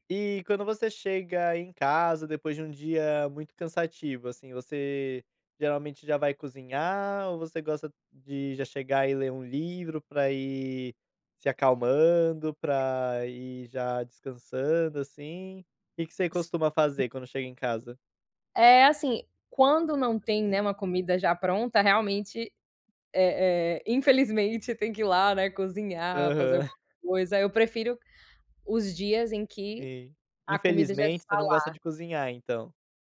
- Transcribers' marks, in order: tapping; throat clearing; chuckle
- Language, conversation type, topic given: Portuguese, podcast, O que ajuda você a relaxar em casa no fim do dia?
- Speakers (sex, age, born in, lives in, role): female, 25-29, Brazil, United States, guest; male, 25-29, Brazil, Portugal, host